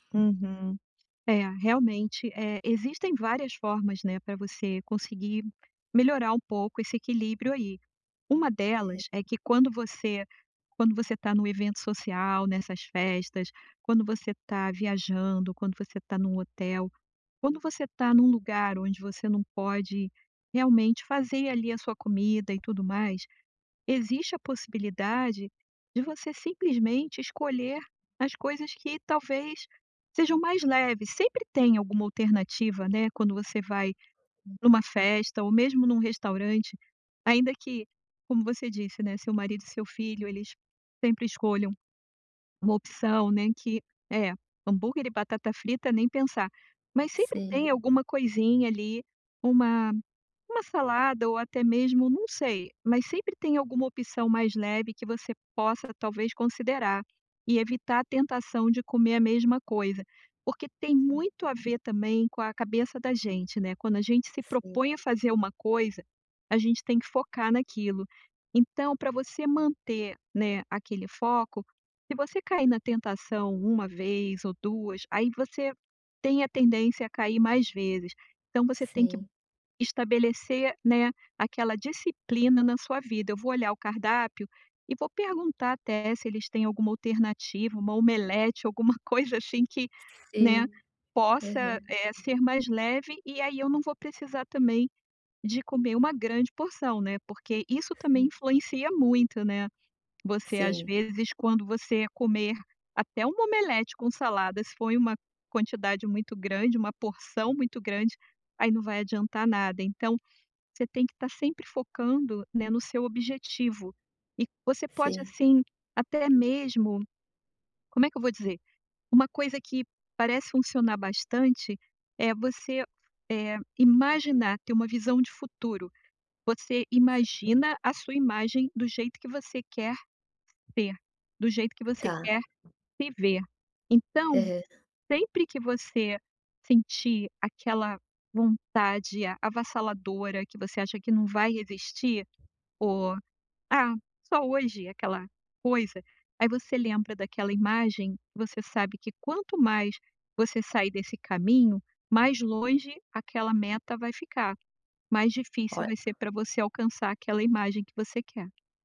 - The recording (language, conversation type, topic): Portuguese, advice, Como posso equilibrar indulgências com minhas metas nutricionais ao comer fora?
- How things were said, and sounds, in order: tapping; other background noise; laughing while speaking: "alguma coisa assim que"